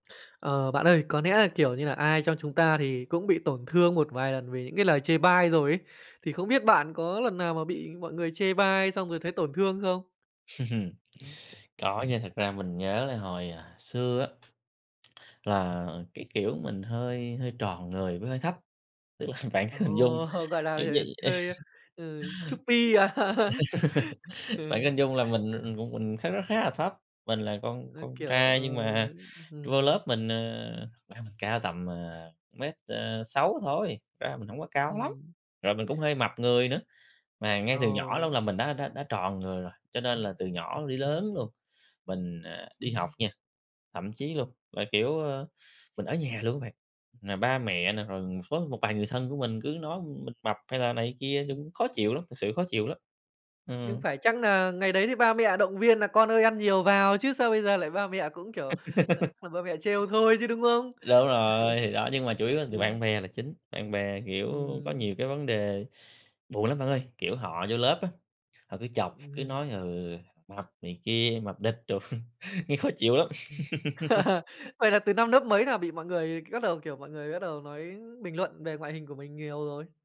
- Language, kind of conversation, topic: Vietnamese, podcast, Bạn thường xử lý những lời chê bai về ngoại hình như thế nào?
- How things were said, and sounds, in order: "lẽ" said as "nẽ"; chuckle; lip smack; laughing while speaking: "tức là bạn cứ hình dung giống vậy"; chuckle; in English: "chubby"; chuckle; laughing while speaking: "à?"; laugh; laugh; chuckle; chuckle; laugh; tapping